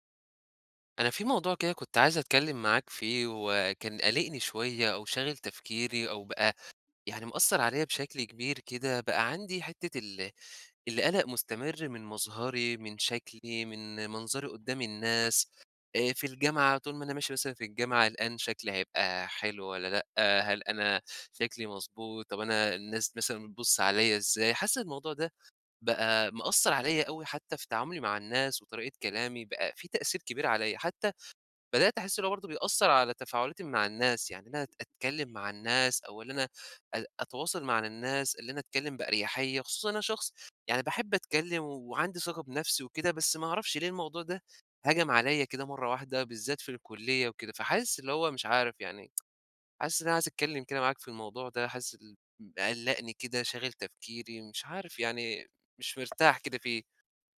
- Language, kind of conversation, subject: Arabic, advice, ازاي أتخلص من قلقي المستمر من شكلي وتأثيره على تفاعلاتي الاجتماعية؟
- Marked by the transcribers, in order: tsk; tapping